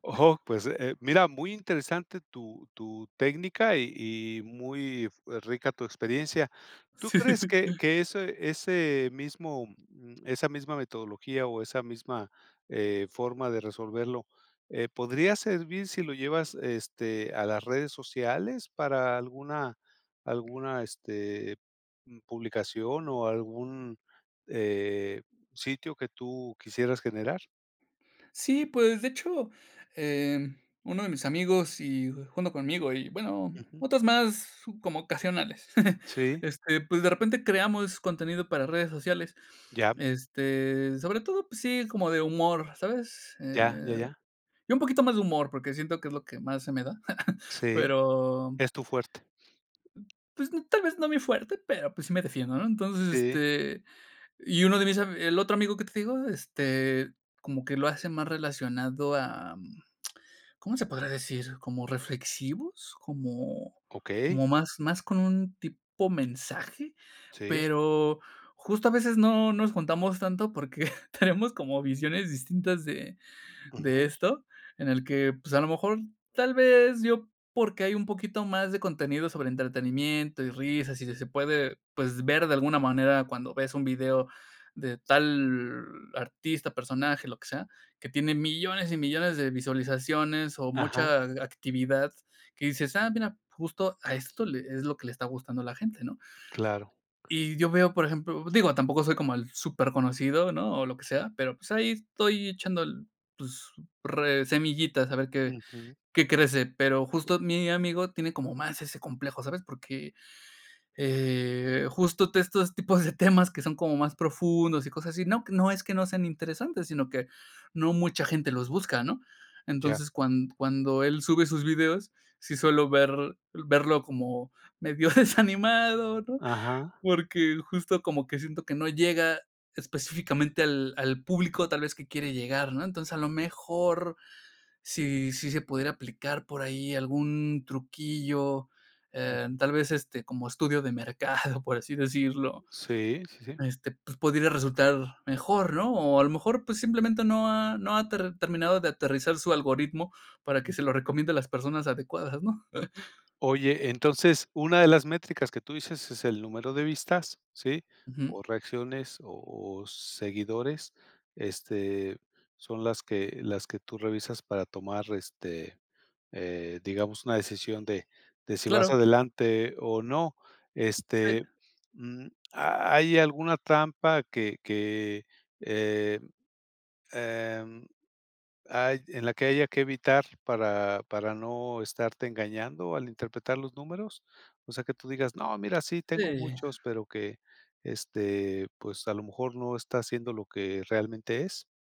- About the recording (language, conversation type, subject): Spanish, podcast, ¿Qué señales buscas para saber si tu audiencia está conectando?
- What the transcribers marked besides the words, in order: laughing while speaking: "Sí, sí, sí"; other background noise; chuckle; laugh; other noise; "Sí" said as "sis"; chuckle; laughing while speaking: "tenemos"; "estos" said as "testos"; laughing while speaking: "medio desanimado, ¿no?"; laughing while speaking: "mercado"; chuckle